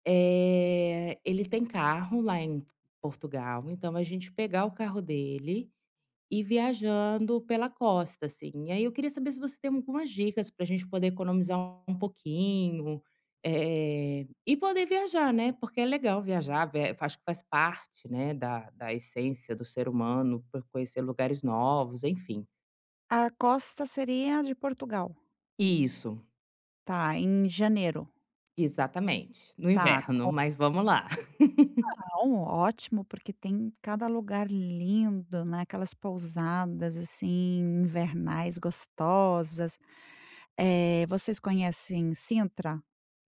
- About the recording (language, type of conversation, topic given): Portuguese, advice, Como posso viajar mais gastando pouco e sem me endividar?
- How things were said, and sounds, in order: laugh